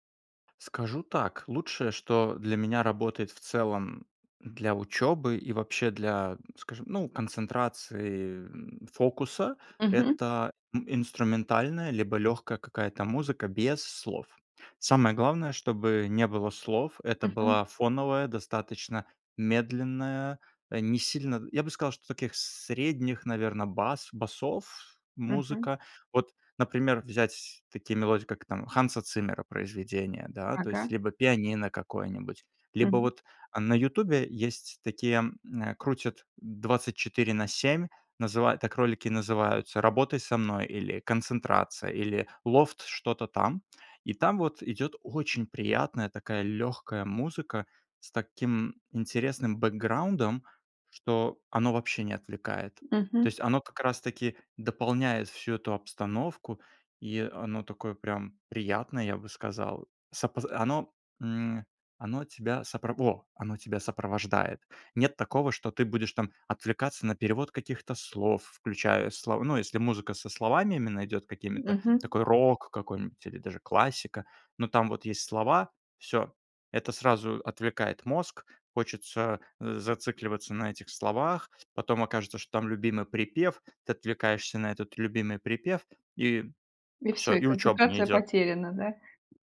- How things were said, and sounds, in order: tapping
- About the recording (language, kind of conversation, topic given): Russian, podcast, Предпочитаешь тишину или музыку, чтобы лучше сосредоточиться?